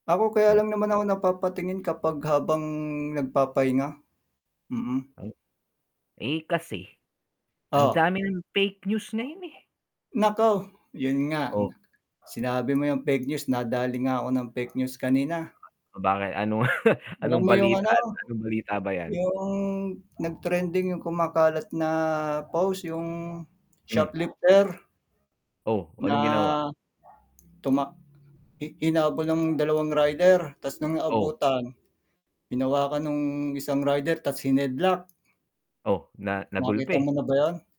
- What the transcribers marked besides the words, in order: static; dog barking; tapping; laugh; drawn out: "'Yong"; unintelligible speech; in English: "hineadlock"
- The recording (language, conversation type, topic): Filipino, unstructured, Ano ang palagay mo sa epekto ng midyang panlipunan sa balita ngayon?